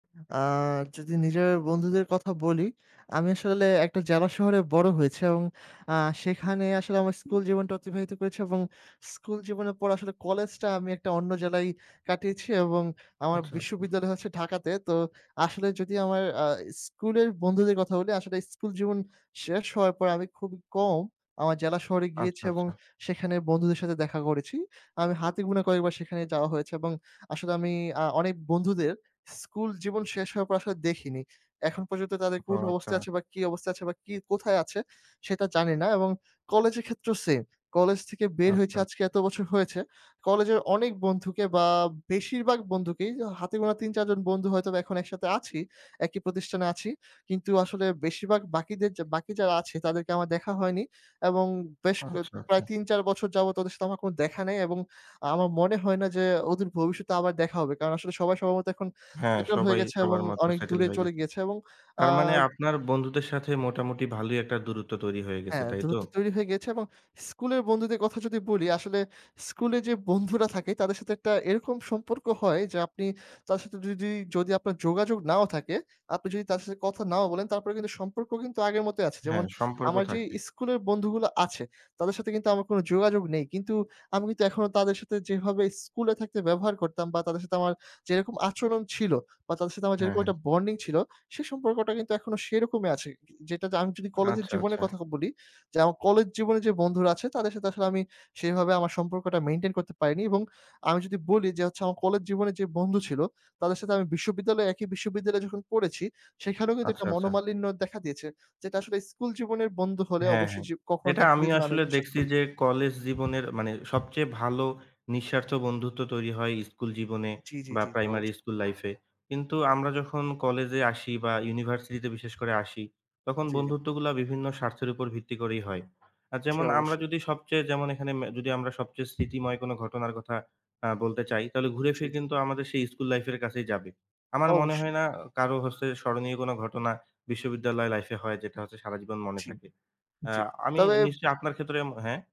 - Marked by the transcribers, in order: other noise; other background noise; wind; tapping
- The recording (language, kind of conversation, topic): Bengali, unstructured, স্কুলজীবন থেকে আপনার সবচেয়ে প্রিয় স্মৃতি কোনটি?